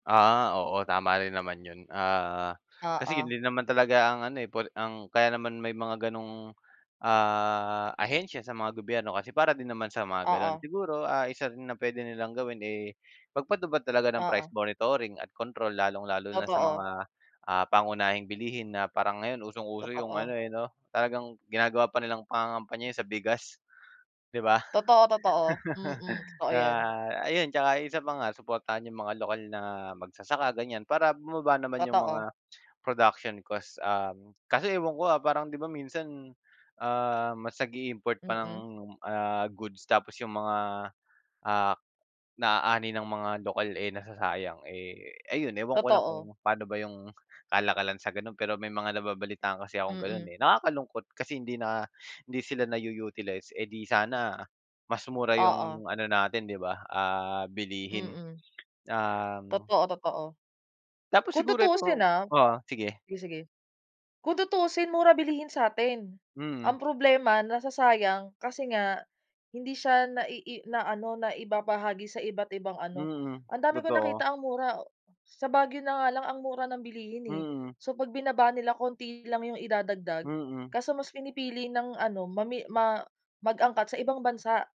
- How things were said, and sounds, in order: chuckle; tapping
- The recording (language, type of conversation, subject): Filipino, unstructured, Ano ang masasabi mo tungkol sa pagtaas ng presyo ng mga bilihin kamakailan?